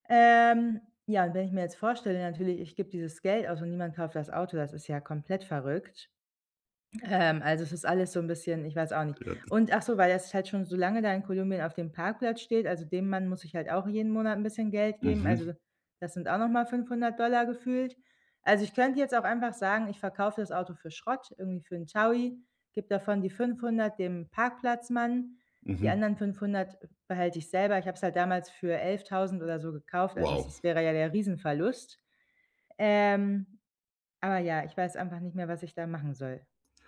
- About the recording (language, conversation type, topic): German, advice, Wie erkenne ich den richtigen Zeitpunkt für große Lebensentscheidungen?
- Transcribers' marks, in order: laughing while speaking: "Ähm"; tapping; other background noise